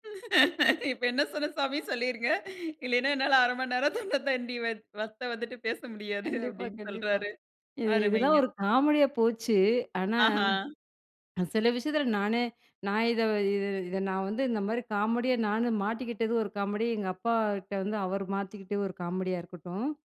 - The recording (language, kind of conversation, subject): Tamil, podcast, எளிதாக மற்றவர்களின் கவனத்தை ஈர்க்க நீங்கள் என்ன செய்வீர்கள்?
- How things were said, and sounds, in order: laugh; laughing while speaking: "இப்ப என்ன சொன்னேன் சாமி சொல்லிருங்க … அப்பிடின்னு சொல்றாரு. அருமைங்க"; unintelligible speech